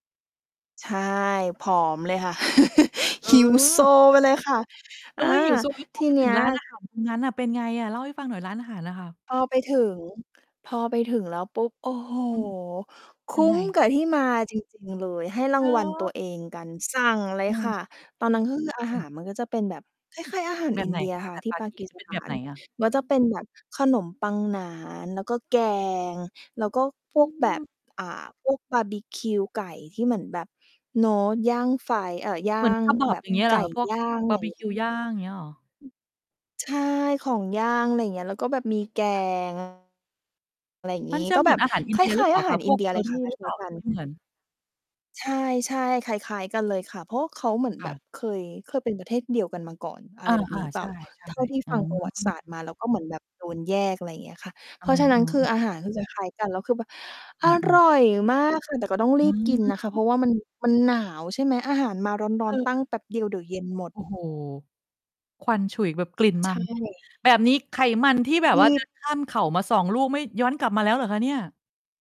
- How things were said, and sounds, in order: laugh; distorted speech; mechanical hum; other background noise; in English: "curry"; tapping; drawn out: "อืม"
- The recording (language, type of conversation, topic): Thai, podcast, คุณช่วยเล่าประสบการณ์การผจญภัยที่ทำให้มุมมองของคุณเปลี่ยนไปได้ไหม?